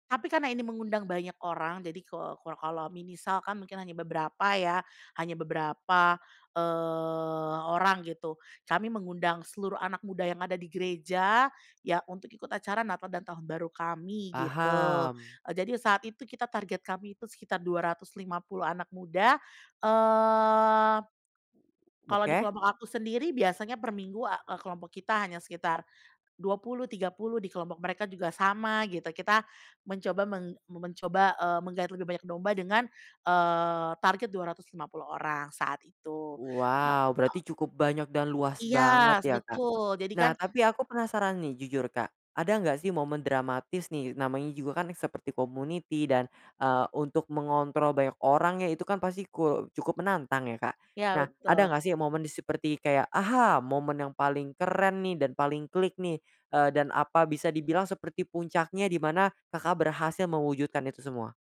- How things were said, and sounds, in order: "misalkan" said as "minisalkan"; drawn out: "eee"; drawn out: "eee"; other background noise; tapping; in English: "community"
- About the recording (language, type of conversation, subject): Indonesian, podcast, Ceritakan pengalaman kolaborasi kreatif yang paling berkesan buatmu?